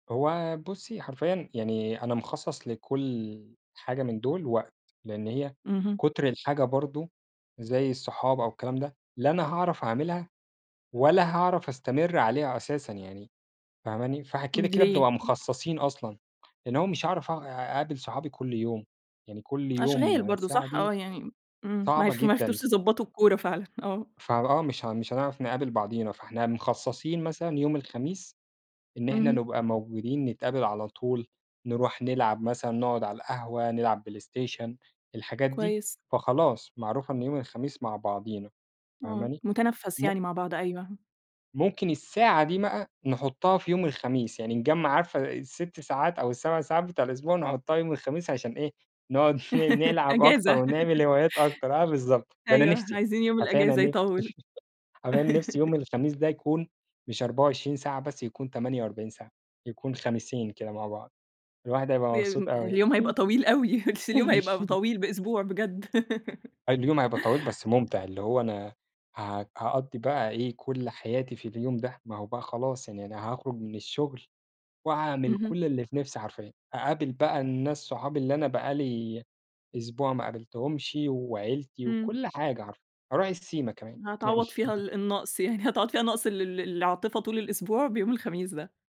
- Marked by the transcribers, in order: laughing while speaking: "فعلًا"; unintelligible speech; horn; laugh; laughing while speaking: "أجازة"; chuckle; laughing while speaking: "ن نلعب أكتر ونعمل هوايات أكتر. آه، بالضبط"; laugh; chuckle; laughing while speaking: "بس اليوم هيبقى طويل"; chuckle; tapping; laugh; other background noise; chuckle; laughing while speaking: "يعني"
- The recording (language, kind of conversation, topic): Arabic, podcast, لو ادّوك ساعة زيادة كل يوم، هتستغلّها إزاي؟